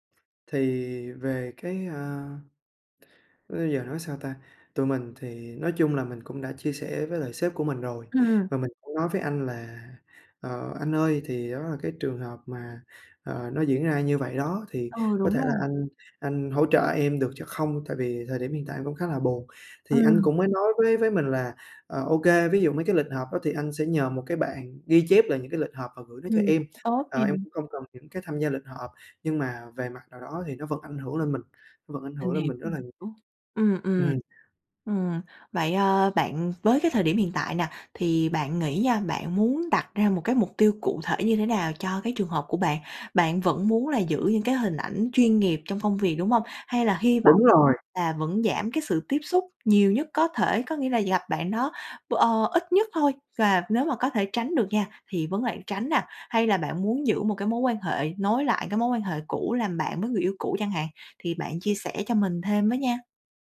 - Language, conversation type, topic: Vietnamese, advice, Làm sao để tiếp tục làm việc chuyên nghiệp khi phải gặp người yêu cũ ở nơi làm việc?
- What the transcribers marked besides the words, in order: tapping; "hiểu" said as "iểu"